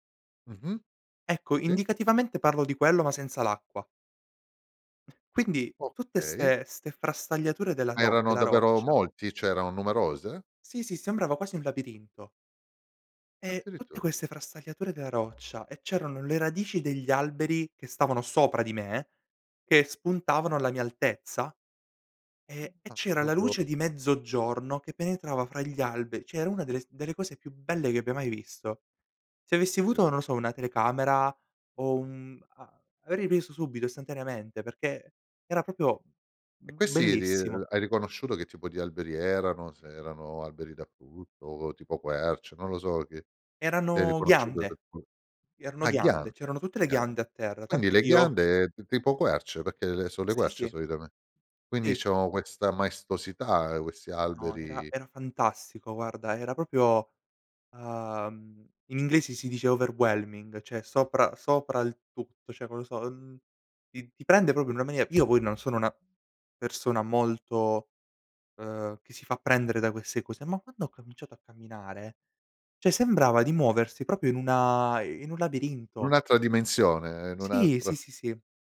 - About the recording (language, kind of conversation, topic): Italian, podcast, Raccontami un’esperienza in cui la natura ti ha sorpreso all’improvviso?
- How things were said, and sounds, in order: "Cioè" said as "ceh"; other background noise; "proprio" said as "propio"; "proprio" said as "propio"; "proprio" said as "propio"; in English: "overwhelming"; "cioè" said as "ceh"; "cioè" said as "ceh"; "proprio" said as "propo"; "cioè" said as "ceh"; "proprio" said as "propio"